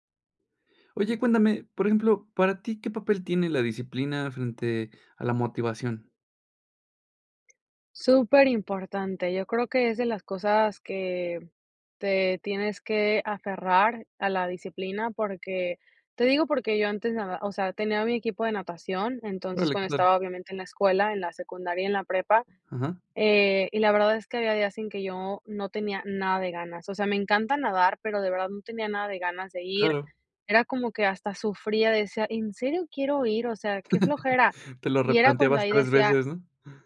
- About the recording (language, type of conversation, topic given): Spanish, podcast, ¿Qué papel tiene la disciplina frente a la motivación para ti?
- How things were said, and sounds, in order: chuckle